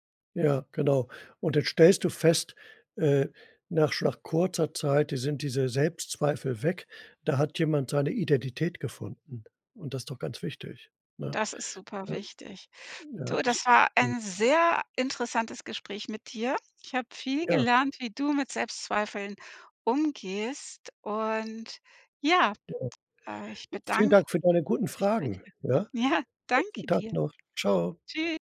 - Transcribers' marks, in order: unintelligible speech; stressed: "sehr"; laughing while speaking: "Ja"
- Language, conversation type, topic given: German, podcast, Wie gehst du mit Selbstzweifeln um?